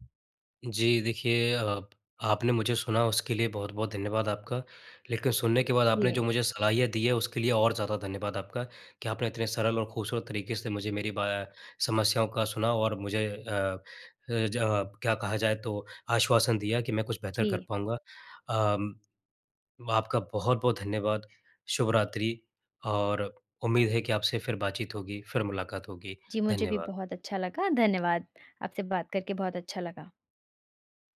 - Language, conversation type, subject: Hindi, advice, आपको अपने करियर में उद्देश्य या संतुष्टि क्यों महसूस नहीं हो रही है?
- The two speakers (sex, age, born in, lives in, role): female, 20-24, India, India, advisor; male, 25-29, India, India, user
- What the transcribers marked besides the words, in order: tapping